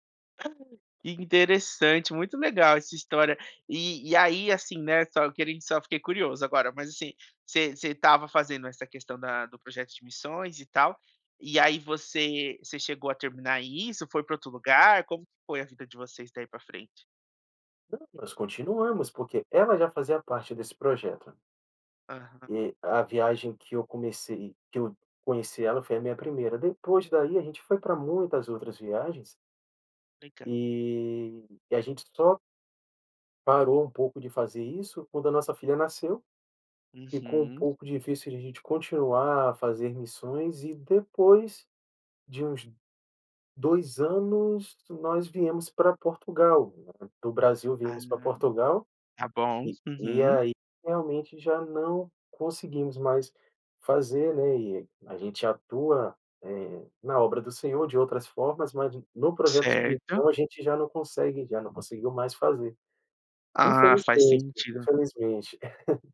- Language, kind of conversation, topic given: Portuguese, podcast, Você teve algum encontro por acaso que acabou se tornando algo importante?
- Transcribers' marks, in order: unintelligible speech; laugh